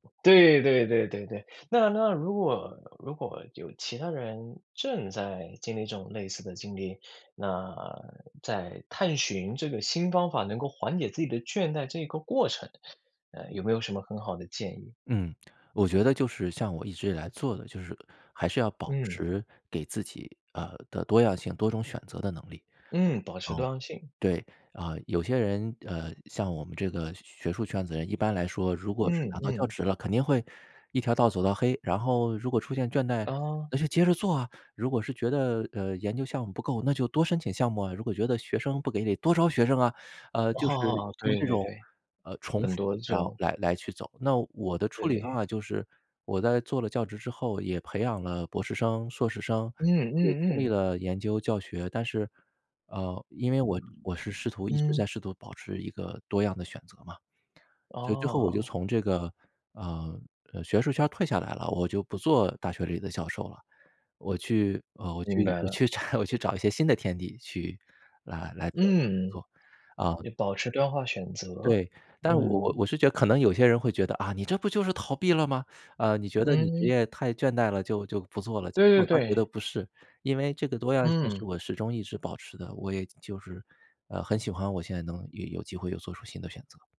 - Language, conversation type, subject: Chinese, podcast, 你曾经遇到过职业倦怠吗？你是怎么应对的？
- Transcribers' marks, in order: anticipating: "那就接着做啊"; anticipating: "多申请项目啊"; anticipating: "多招学生啊"; other background noise; laughing while speaking: "拆"; put-on voice: "你这不就是逃避了吗？"; angry: "你这不就是逃避了吗？"